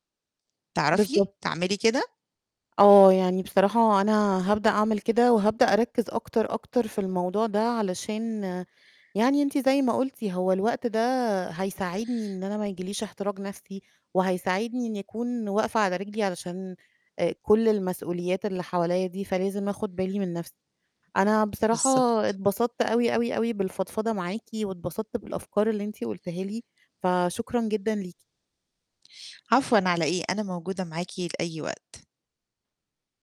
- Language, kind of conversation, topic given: Arabic, advice, إزاي ألاقي وقت للعناية بنفسي كل يوم؟
- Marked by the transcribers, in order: none